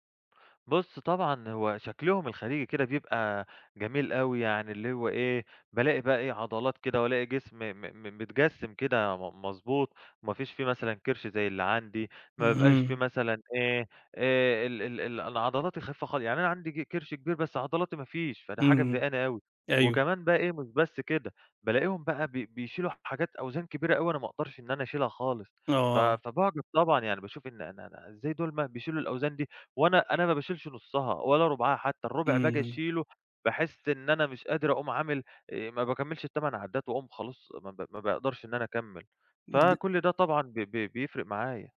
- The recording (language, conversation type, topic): Arabic, advice, إزاي بتتجنب إنك تقع في فخ مقارنة نفسك بزمايلك في التمرين؟
- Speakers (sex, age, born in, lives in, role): male, 25-29, Egypt, Greece, user; male, 50-54, Egypt, Egypt, advisor
- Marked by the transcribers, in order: other background noise